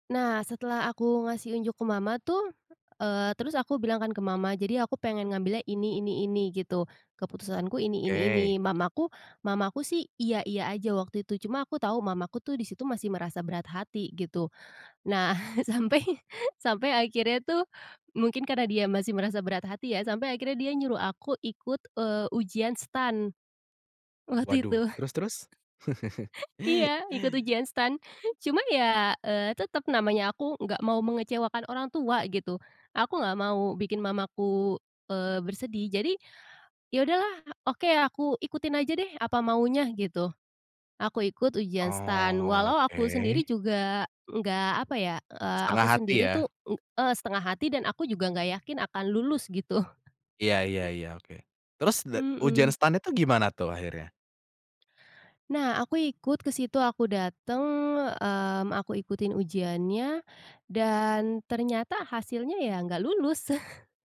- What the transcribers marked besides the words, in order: laughing while speaking: "sampai"; tapping; laughing while speaking: "waktu itu"; chuckle; drawn out: "Oke"; other background noise; chuckle
- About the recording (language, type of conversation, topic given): Indonesian, podcast, Bagaimana rasanya ketika keluarga memiliki harapan yang berbeda dari impianmu?